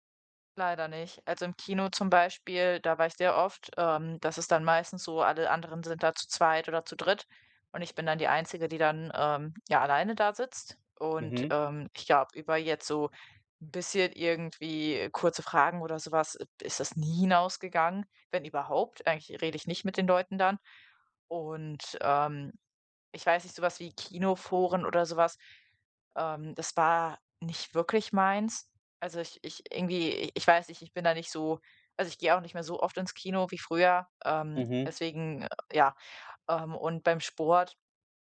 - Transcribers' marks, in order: none
- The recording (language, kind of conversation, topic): German, advice, Wie kann ich in einer neuen Stadt Freundschaften aufbauen, wenn mir das schwerfällt?